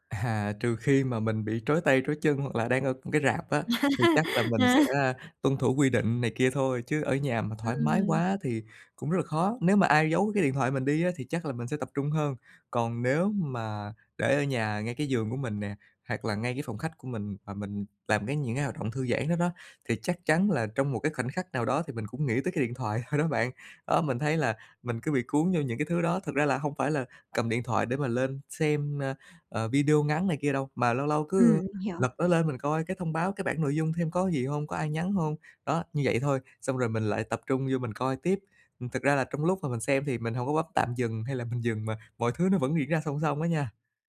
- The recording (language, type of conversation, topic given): Vietnamese, advice, Làm thế nào để tránh bị xao nhãng khi đang thư giãn, giải trí?
- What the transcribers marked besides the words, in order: laughing while speaking: "À"; laugh; tapping; laughing while speaking: "thôi"